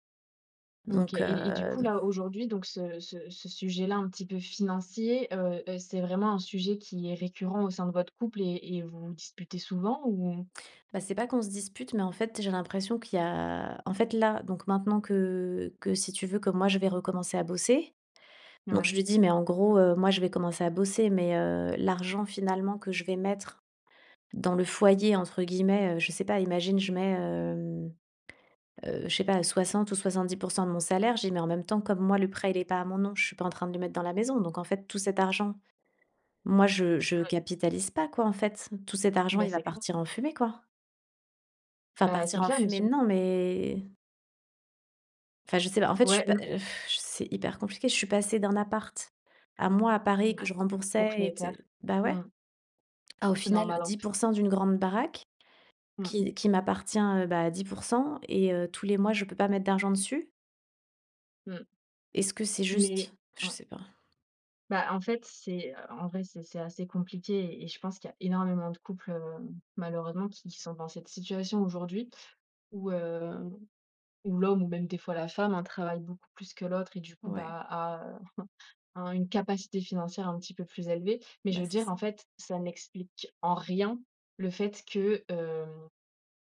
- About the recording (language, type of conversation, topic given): French, advice, Comment gérer des disputes financières fréquentes avec mon partenaire ?
- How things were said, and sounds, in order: sigh; drawn out: "hem"; sigh; chuckle